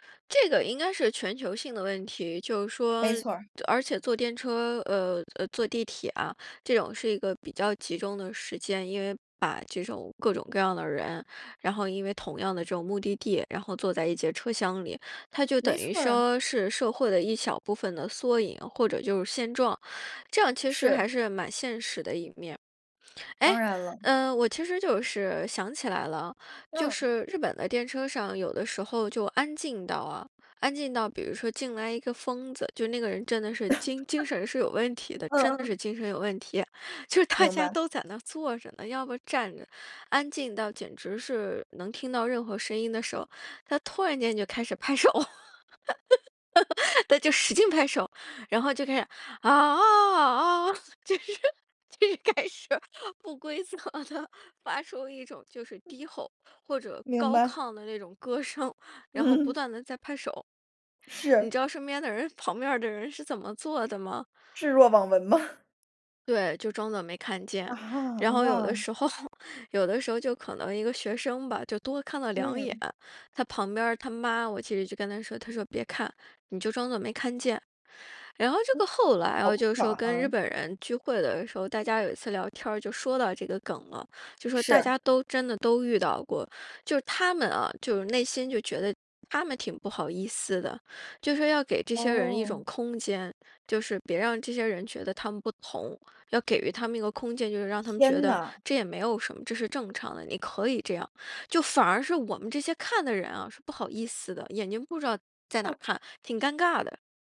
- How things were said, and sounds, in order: other noise; laugh; laughing while speaking: "就是大家都在那儿"; laughing while speaking: "手"; laugh; put-on voice: "啊，啊，啊，啊"; other background noise; laughing while speaking: "就是 就是开始不规则地"; laughing while speaking: "歌声"; laughing while speaking: "嗯"; laughing while speaking: "吗？"; laughing while speaking: "候"; tapping
- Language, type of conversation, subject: Chinese, podcast, 如何在通勤途中练习正念？